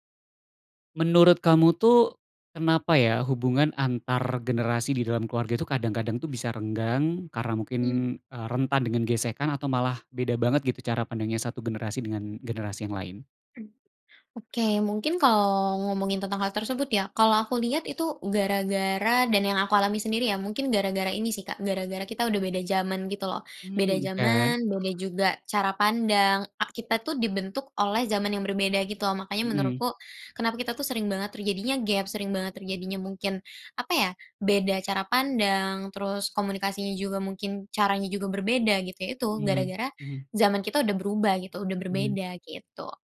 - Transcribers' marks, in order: other background noise
- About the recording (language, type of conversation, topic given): Indonesian, podcast, Bagaimana cara membangun jembatan antargenerasi dalam keluarga?